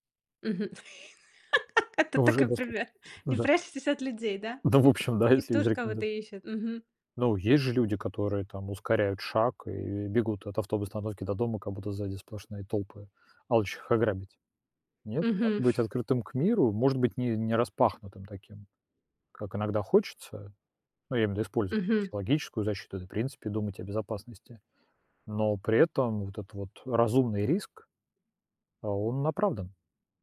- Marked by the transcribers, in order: laugh; chuckle
- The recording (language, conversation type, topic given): Russian, podcast, Как вы заводите друзей в новой среде?